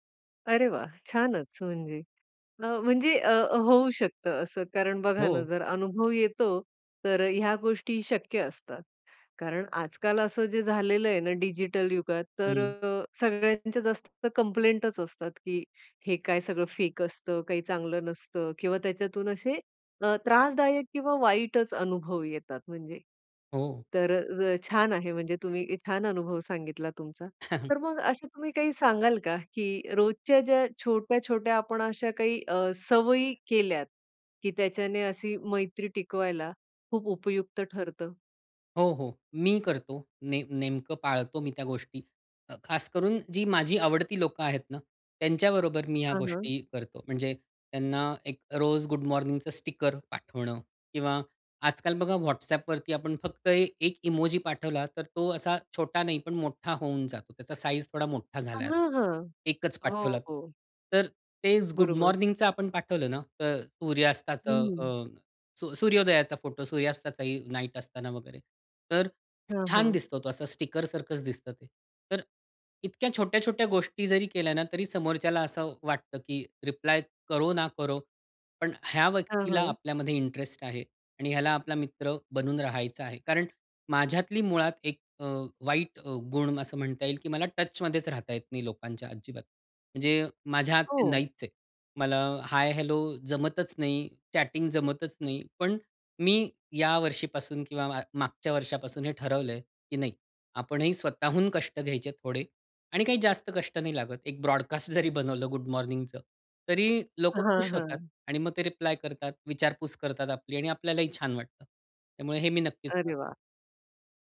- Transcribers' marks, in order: in English: "कंप्लेंटच"; in English: "फेक"; chuckle; in English: "इमोजी"; in English: "साइज"; in English: "रिप्लाय"; in English: "इंटरेस्ट"; in English: "टचमध्येच"; in English: "हाय हेलो"; in English: "चॅटिंग"; in English: "ब्रॉडकास्ट"; in English: "गुड मॉर्निंगचं"; in English: "रिप्लाय"
- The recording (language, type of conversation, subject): Marathi, podcast, डिजिटल युगात मैत्री दीर्घकाळ टिकवण्यासाठी काय करावे?